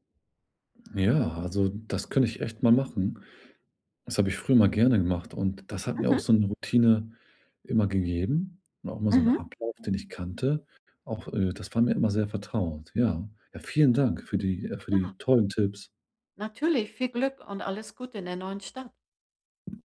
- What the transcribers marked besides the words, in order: unintelligible speech
- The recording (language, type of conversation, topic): German, advice, Wie kann ich beim Umzug meine Routinen und meine Identität bewahren?